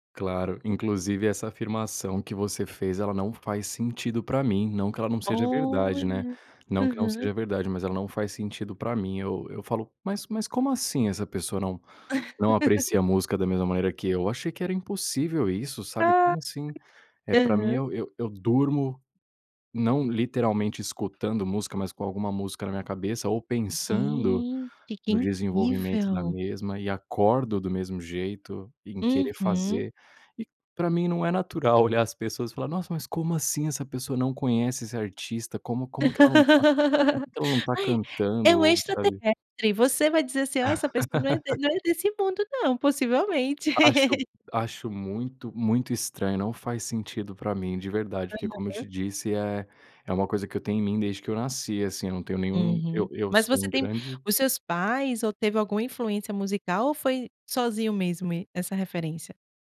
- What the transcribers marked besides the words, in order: laugh; tapping; laugh; unintelligible speech; laugh; laugh
- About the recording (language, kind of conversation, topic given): Portuguese, podcast, Que banda ou estilo musical marcou a sua infância?